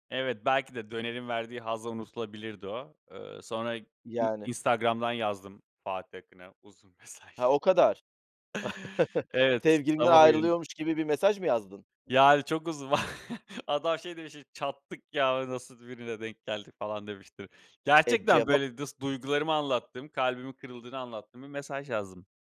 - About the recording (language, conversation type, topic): Turkish, podcast, Konser deneyimin seni nasıl etkiledi, unutamadığın bir an var mı?
- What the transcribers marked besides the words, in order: chuckle; other background noise; chuckle